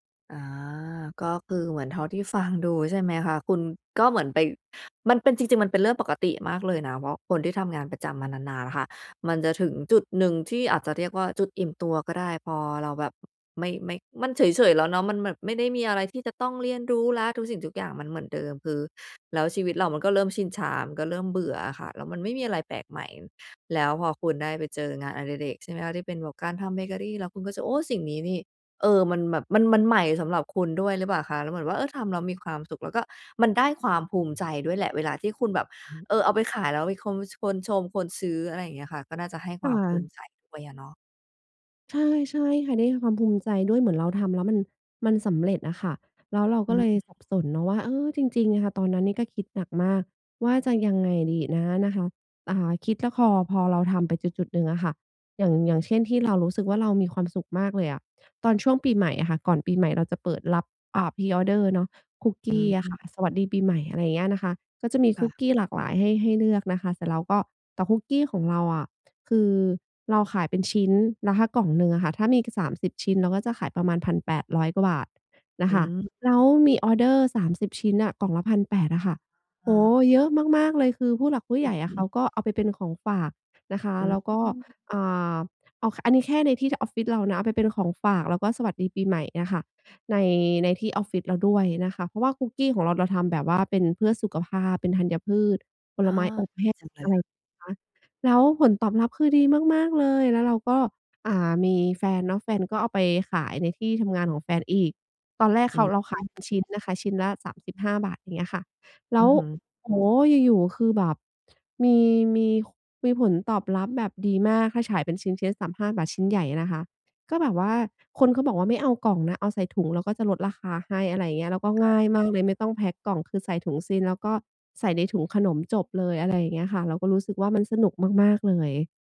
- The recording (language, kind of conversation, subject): Thai, advice, ควรเลือกงานที่มั่นคงหรือเลือกทางที่ทำให้มีความสุข และควรทบทวนการตัดสินใจไหม?
- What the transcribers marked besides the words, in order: other background noise; tapping